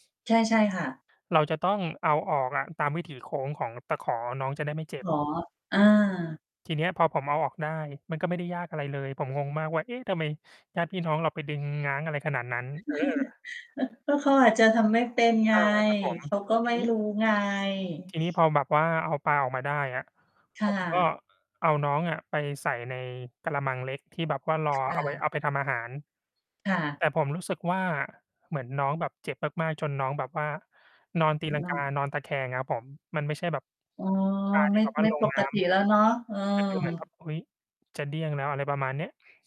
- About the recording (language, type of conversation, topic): Thai, unstructured, คุณรู้สึกอย่างไรเมื่อทำอาหารเป็นงานอดิเรก?
- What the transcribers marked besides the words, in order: chuckle; mechanical hum; distorted speech; other background noise